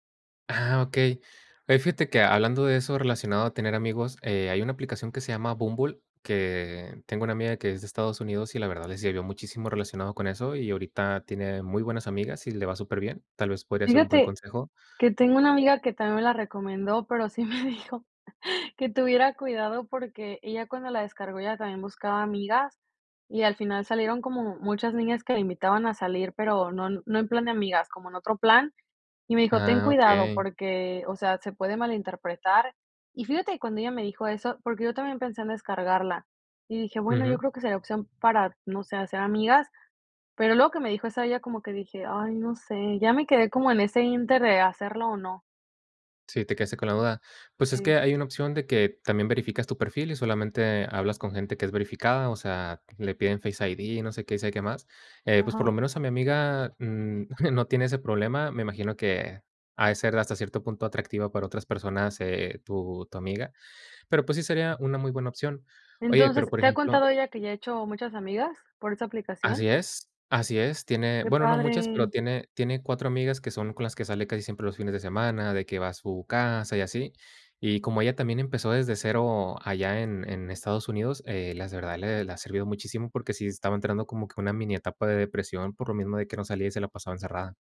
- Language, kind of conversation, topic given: Spanish, podcast, ¿Qué consejo práctico darías para empezar de cero?
- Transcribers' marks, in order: laughing while speaking: "sí me dijo"; chuckle